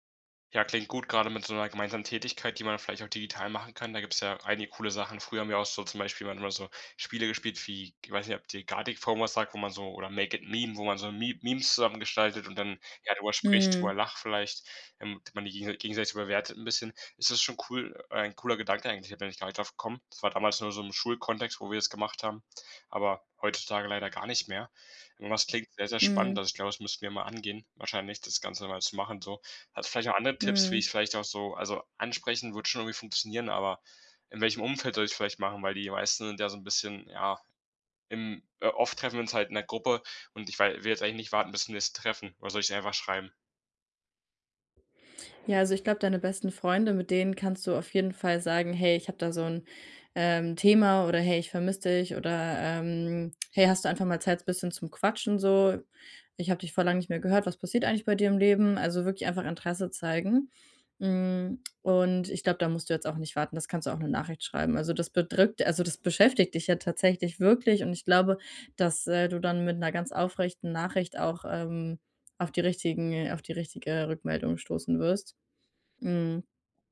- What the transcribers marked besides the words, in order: other background noise
- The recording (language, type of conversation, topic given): German, advice, Wie kann ich oberflächlichen Smalltalk vermeiden, wenn ich mir tiefere Gespräche wünsche?